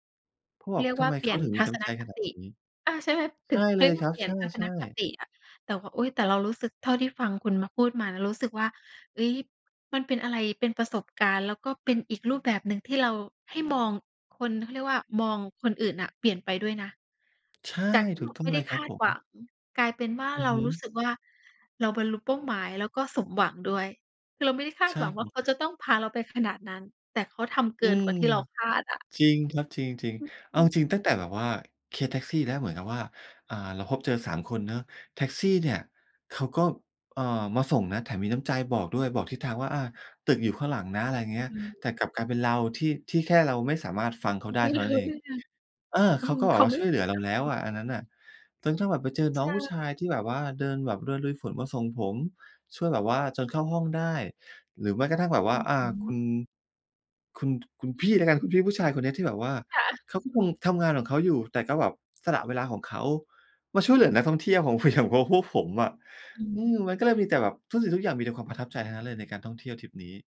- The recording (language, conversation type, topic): Thai, podcast, ช่วยเล่าเหตุการณ์หลงทางตอนเดินเที่ยวในเมืองเล็กๆ ให้ฟังหน่อยได้ไหม?
- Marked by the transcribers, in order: laughing while speaking: "ไม่รู้เรื่อง"; laughing while speaking: "อย่าง"